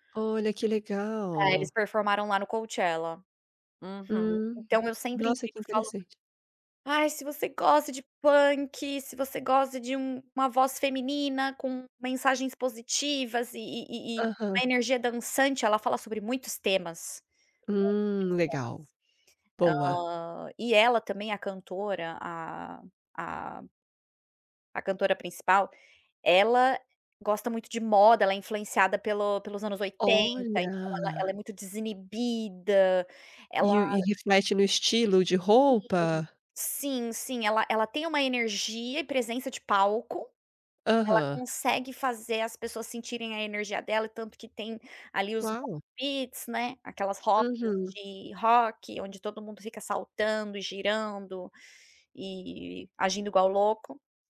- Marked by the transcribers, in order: in English: "mosh pits"
- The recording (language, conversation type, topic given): Portuguese, podcast, Como você escolhe novas músicas para ouvir?